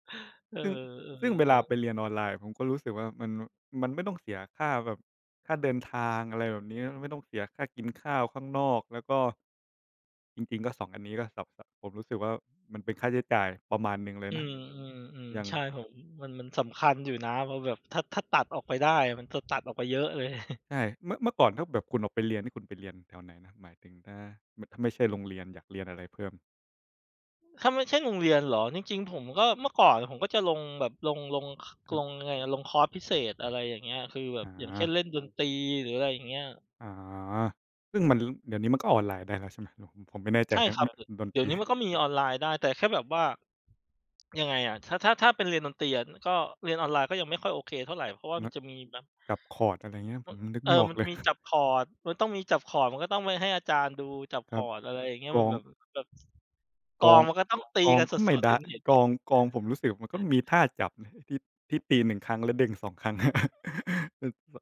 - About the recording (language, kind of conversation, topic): Thai, unstructured, คุณคิดว่าการเรียนออนไลน์ดีกว่าการเรียนในห้องเรียนหรือไม่?
- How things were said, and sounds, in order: chuckle; other noise; other background noise; unintelligible speech; background speech; unintelligible speech; chuckle; chuckle